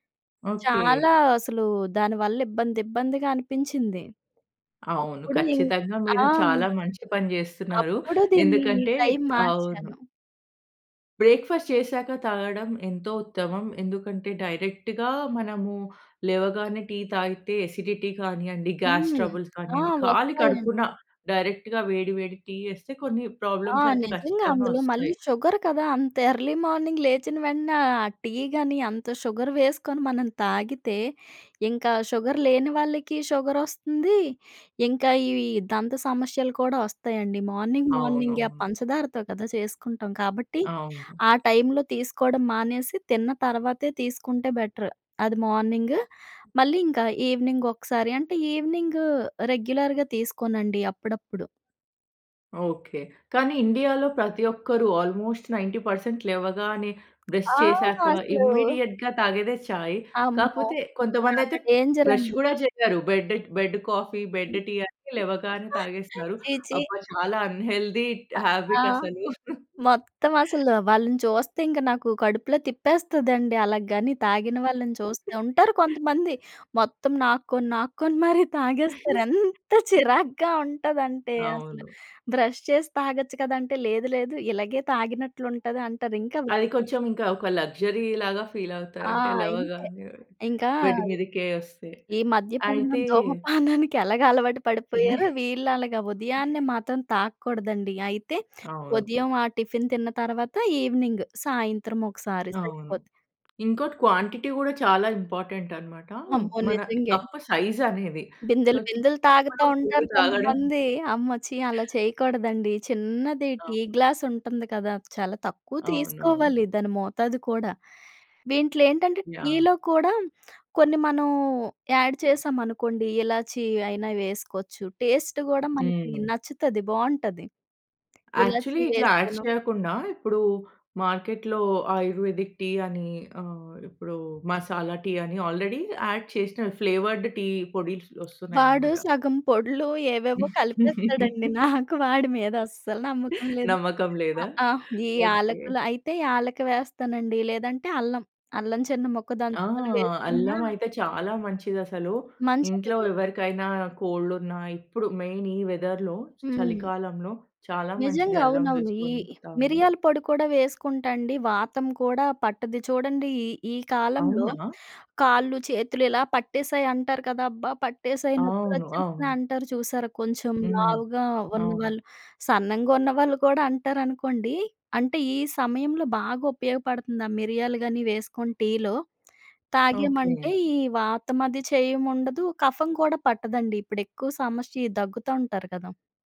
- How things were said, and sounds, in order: other background noise; in English: "బ్రేక్‌ఫాస్ట్"; in English: "డైరెక్ట్‌గా"; in English: "ఎసిడిటీ"; in English: "గ్యాస్ ట్రబుల్స్"; in English: "డైరెక్ట్‌గా"; in English: "ప్రాబ్లమ్స్"; in English: "షుగర్"; in English: "ఎర్లీ మార్నింగ్"; in English: "షుగర్"; in English: "షుగర్"; in English: "షుగర్"; in English: "మార్నింగ్, మార్నింగ్"; in English: "బెటర్"; in English: "మార్నింగ్"; in English: "ఈవెనింగ్"; in English: "ఈవెనింగ్ రెగ్యులర్‌గా"; in English: "ఆల్మోస్ట్ నైన్టీ పర్సెంట్"; tapping; in English: "ఇమిడియేట్‌గా"; in Hindi: "చాయ్"; in English: "డేంజర్"; in English: "బెడ్ బెడ్ కాఫీ బెడ్ టీ"; giggle; in English: "అన్‌హెల్తీ హాబిట్"; giggle; giggle; giggle; in English: "బ్రష్"; in English: "లగ్జరీ"; in English: "ఫీల్"; in English: "బెడ్"; giggle; in English: "టిఫిన్"; in English: "ఈవెనింగ్"; in English: "క్వాంటిటీ"; in English: "ఇంపార్టెంట్"; in English: "కప్ సైజ్"; in English: "సో"; in English: "ఫుల్"; stressed: "చిన్నది"; in English: "గ్లాస్"; in English: "యాడ్"; in Hindi: "ఇలాచీ"; in English: "టేస్ట్"; in English: "యాక్చువలి"; in English: "యాడ్స్"; in English: "మార్కెట్‌లో ఆయుర్వేదిక్ టీ"; in English: "ఆల్రెడీ యాడ్"; in English: "ఫ్లేవర్డ్ టీ పొడిస్"; laughing while speaking: "ఏవేవో కలిపేస్తాడండి. నాకు వాడి మీద అస్సలు నమ్మకం లేదు"; chuckle; laughing while speaking: "నమ్మకం లేదా?"; in English: "కోల్డ్"; in English: "మెయిన్"; in English: "వెదర్‌లో"
- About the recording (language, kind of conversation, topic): Telugu, podcast, ప్రతిరోజు కాఫీ లేదా చాయ్ మీ దినచర్యను ఎలా మార్చేస్తుంది?